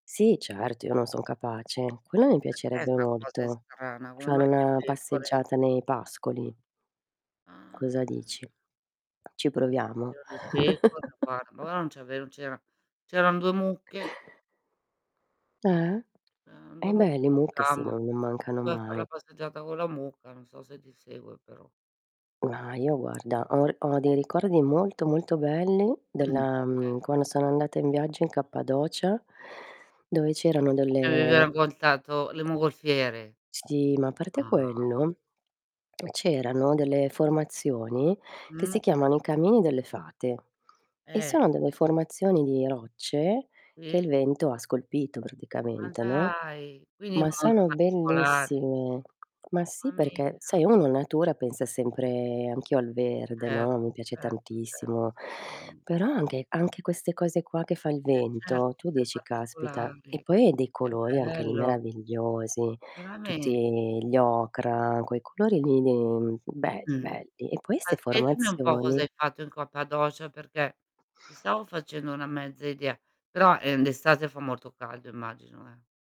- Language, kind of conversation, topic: Italian, unstructured, Qual è il tuo ricordo più bello legato alla natura?
- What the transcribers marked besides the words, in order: unintelligible speech; distorted speech; unintelligible speech; static; drawn out: "Ah"; tapping; chuckle; unintelligible speech; other background noise; throat clearing; "raccontato" said as "raccoltato"; unintelligible speech; "Sì" said as "ì"; unintelligible speech; unintelligible speech; "Cappadocia" said as "copadocia"